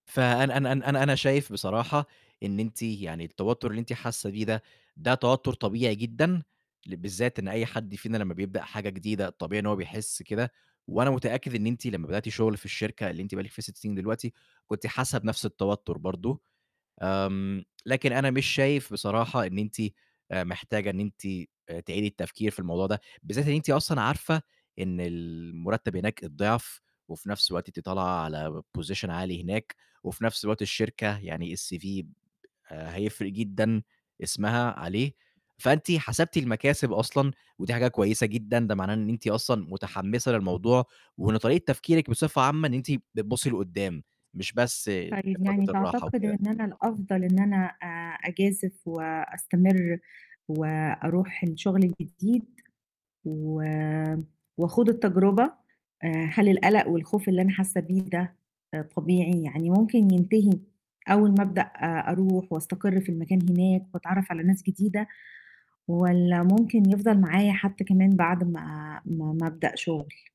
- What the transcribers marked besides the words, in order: tapping; in English: "Position"; in English: "الCV"; distorted speech; mechanical hum
- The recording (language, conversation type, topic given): Arabic, advice, إزاي أتغلب على خوفي من تغيير روتين شغلي أو إني أبدأ مسار مهني جديد؟